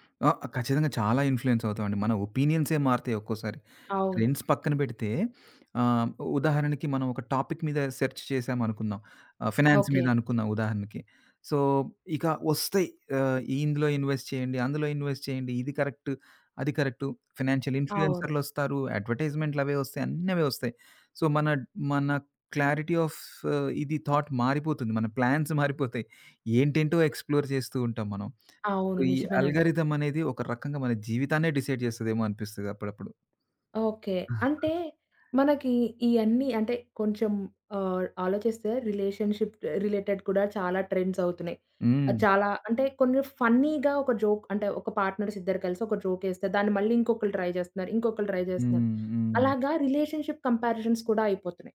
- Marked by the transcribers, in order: in English: "ఇన్‌ఫ్లుయెన్స్"; in English: "ట్రెండ్స్"; in English: "టాపిక్"; in English: "సెర్చ్"; in English: "ఫినాన్స్"; in English: "సో"; in English: "ఇన్‌వెస్ట్"; in English: "ఇన్‌వెస్ట్"; in English: "కరెక్ట్"; in English: "ఫినాన్సియల్"; in English: "సో"; in English: "క్లారిటీ ఆఫ్"; in English: "థాట్"; in English: "ప్లాన్స్"; in English: "ఎక్స్‌ప్లోర్"; other background noise; in English: "సో"; in English: "డిసైడ్"; chuckle; in English: "రిలేషన్‌షిప్"; in English: "రిలేటెడ్"; in English: "ట్రెండ్స్"; in English: "ఫన్నీగా"; in English: "జోక్"; in English: "పార్ట్‌నర్స్"; in English: "ట్రై"; in English: "ట్రై"; in English: "రిలేషన్‌షిప్ కంపారిజన్స్"
- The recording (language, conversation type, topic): Telugu, podcast, సోషల్ మీడియా ట్రెండ్‌లు మీపై ఎలా ప్రభావం చూపిస్తాయి?